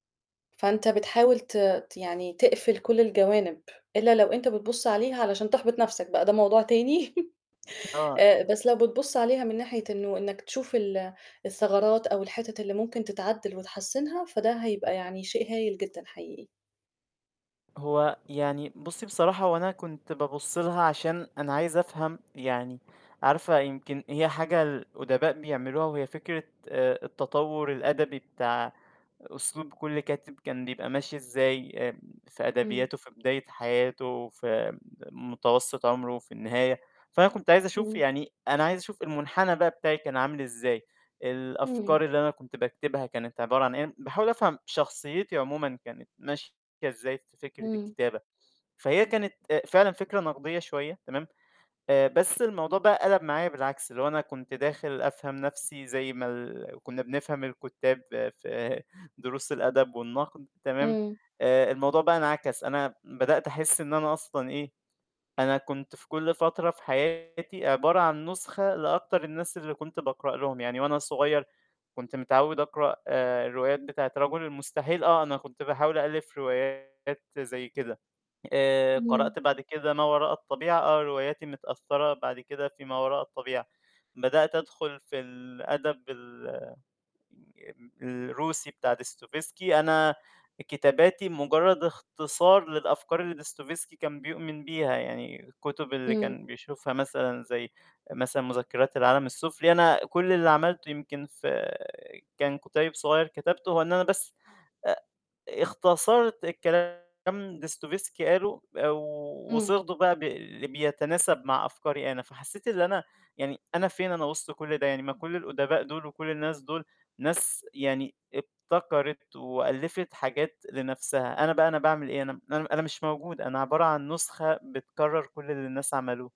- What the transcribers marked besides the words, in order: chuckle; distorted speech
- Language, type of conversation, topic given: Arabic, advice, إزاي أطلع أفكار جديدة ومش مكررة ولا باينة إنها مش أصيلة؟